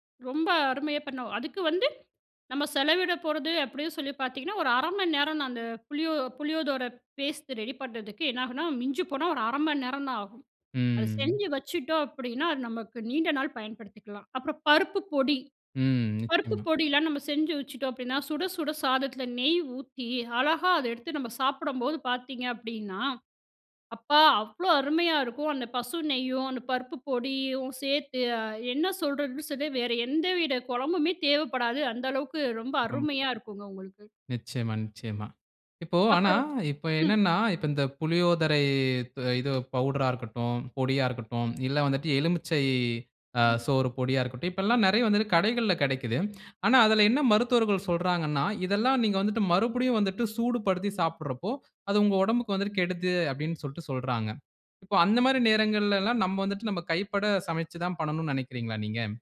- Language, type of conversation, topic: Tamil, podcast, மீதமுள்ள உணவுகளை எப்படிச் சேமித்து, மறுபடியும் பயன்படுத்தி அல்லது பிறருடன் பகிர்ந்து கொள்கிறீர்கள்?
- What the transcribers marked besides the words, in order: unintelligible speech; unintelligible speech; other background noise